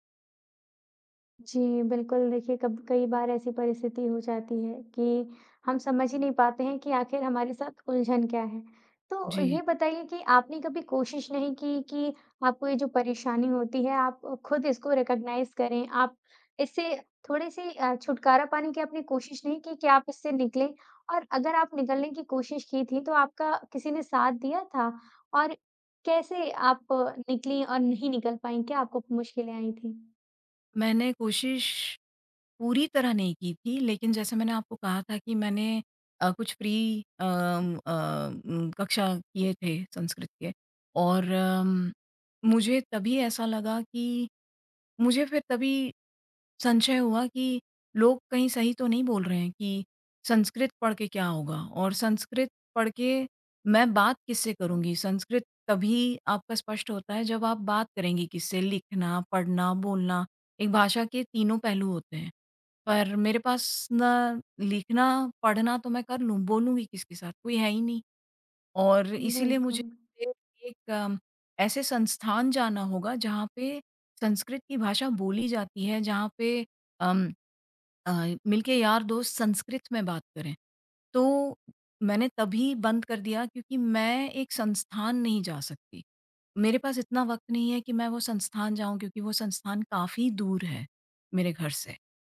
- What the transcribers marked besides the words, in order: in English: "रिकॉग्नाइज़"; tapping; in English: "फ्री"
- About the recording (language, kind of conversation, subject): Hindi, advice, मैं लक्ष्य तय करने में उलझ जाता/जाती हूँ और शुरुआत नहीं कर पाता/पाती—मैं क्या करूँ?
- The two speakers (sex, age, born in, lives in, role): female, 20-24, India, India, advisor; female, 45-49, India, India, user